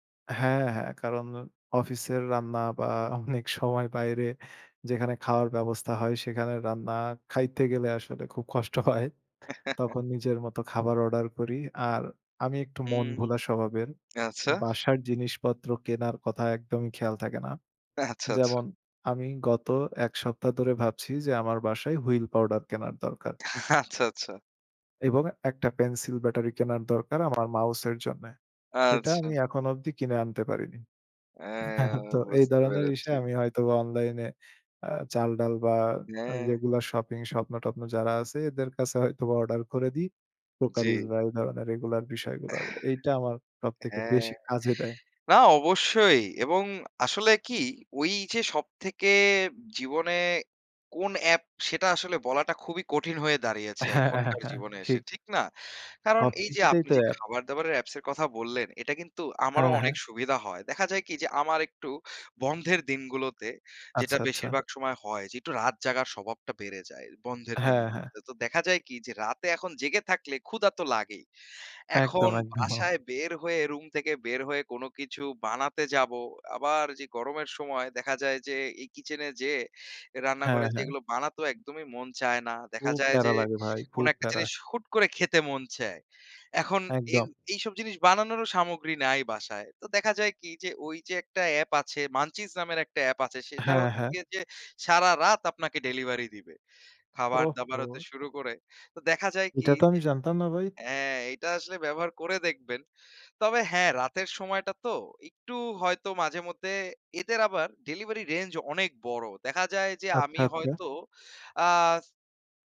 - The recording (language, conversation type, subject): Bengali, unstructured, অ্যাপগুলি আপনার জীবনে কোন কোন কাজ সহজ করেছে?
- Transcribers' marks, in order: scoff; laughing while speaking: "হয়"; laughing while speaking: "আচ্ছা"; laughing while speaking: "আচ্ছা, আচ্ছা"; tapping; drawn out: "হ্যাঁ"; chuckle